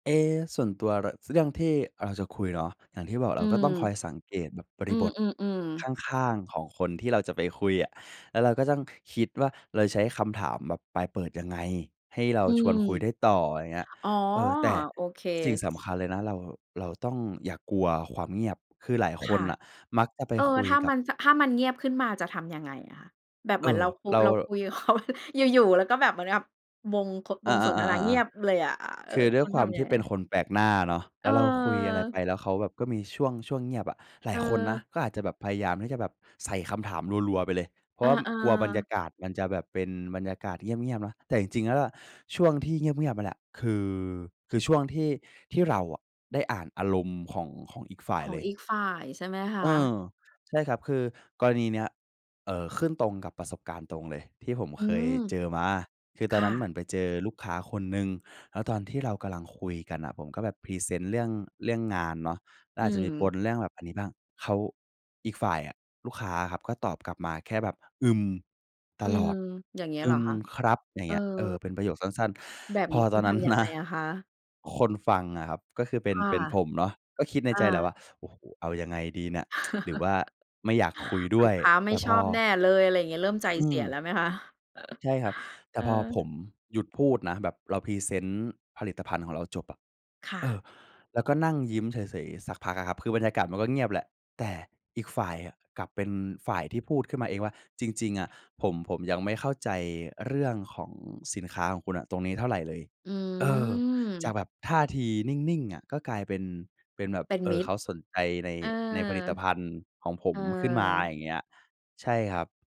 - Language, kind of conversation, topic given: Thai, podcast, จะเริ่มคุยกับคนแปลกหน้าอย่างไรให้คุยกันต่อได้?
- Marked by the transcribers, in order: other noise; laughing while speaking: "เขา"; chuckle; tsk; chuckle